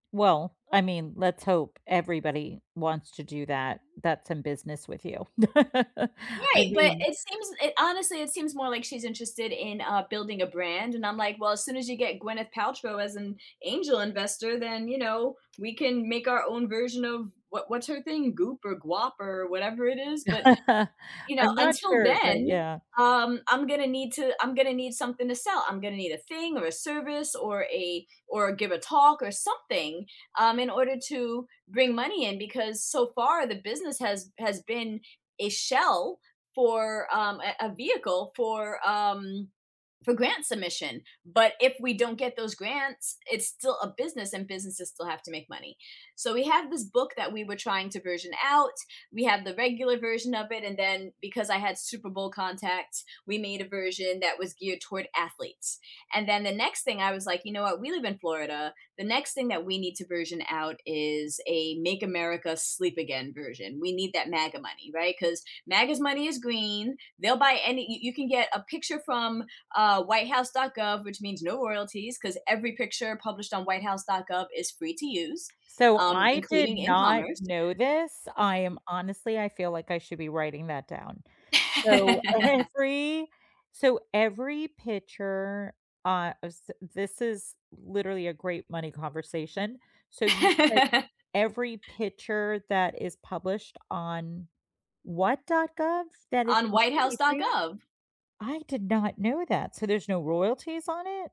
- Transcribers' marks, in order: chuckle; other background noise; chuckle; laugh; laughing while speaking: "every"; laugh
- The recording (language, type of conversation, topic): English, unstructured, How do you prefer to handle conversations about money at work so that everyone feels respected?
- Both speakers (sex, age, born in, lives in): female, 40-44, Philippines, United States; female, 50-54, United States, United States